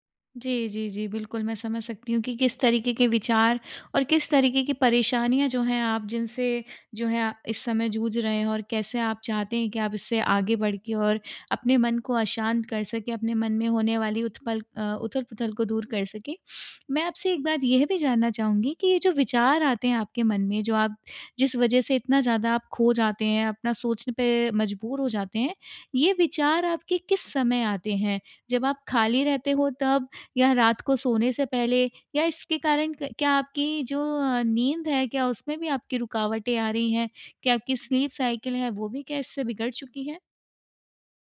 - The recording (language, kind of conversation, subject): Hindi, advice, मैं मन की उथल-पुथल से अलग होकर शांत कैसे रह सकता हूँ?
- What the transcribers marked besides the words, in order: in English: "स्लीप साइकिल"